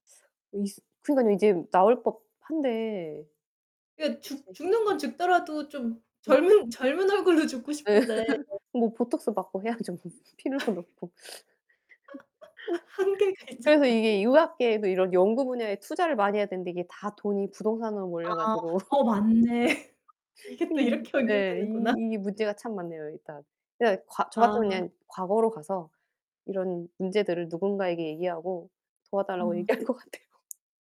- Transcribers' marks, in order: static; distorted speech; laughing while speaking: "얼굴로"; laugh; other background noise; laugh; laughing while speaking: "있잖아"; laughing while speaking: "맞네. 이게 또 이렇게 연결되는구나"; chuckle; laughing while speaking: "얘기할 것 같아요"
- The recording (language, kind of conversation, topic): Korean, unstructured, 과거로 돌아가거나 미래로 갈 수 있다면 어떤 선택을 하시겠습니까?